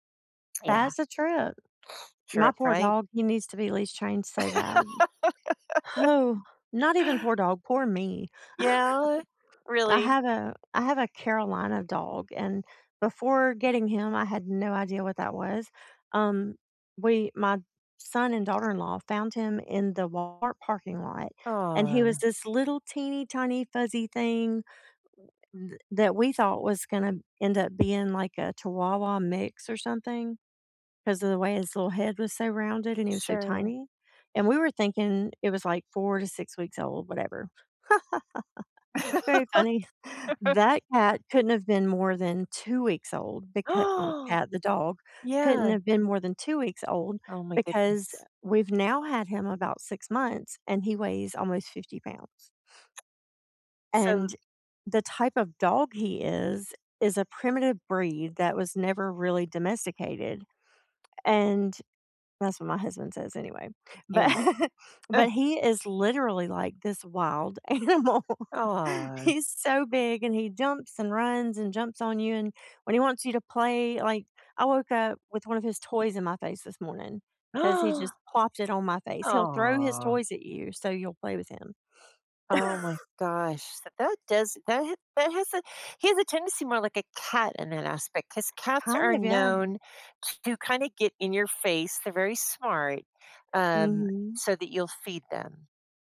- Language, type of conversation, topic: English, unstructured, What pet qualities should I look for to be a great companion?
- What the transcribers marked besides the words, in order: sniff; laugh; sigh; laugh; other background noise; laugh; gasp; laughing while speaking: "but"; chuckle; laughing while speaking: "animal"; gasp; cough